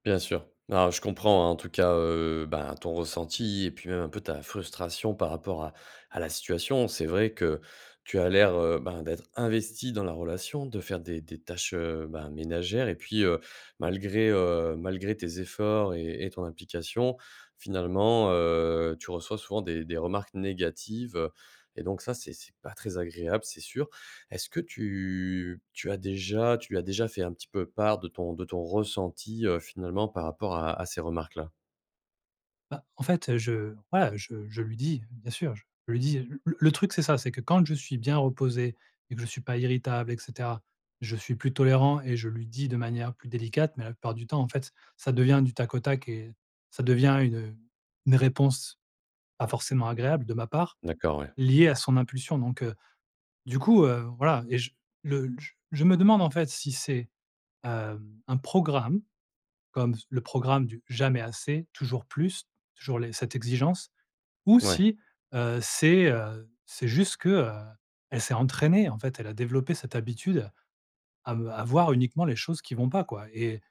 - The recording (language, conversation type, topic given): French, advice, Comment réagir lorsque votre partenaire vous reproche constamment des défauts ?
- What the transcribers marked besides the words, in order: other background noise; drawn out: "tu"